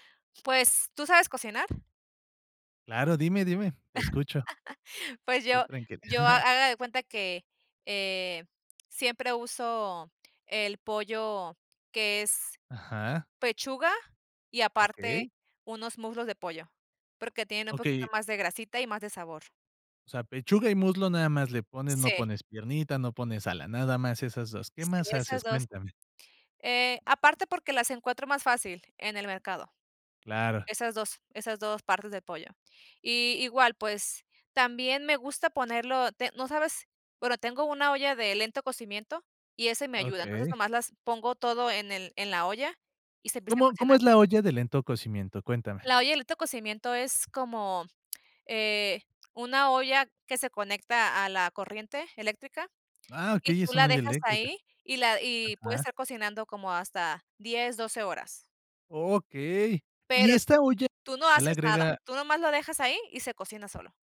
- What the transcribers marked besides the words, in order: other background noise; chuckle; chuckle
- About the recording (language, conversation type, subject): Spanish, podcast, ¿Cuál es tu plato reconfortante favorito y por qué?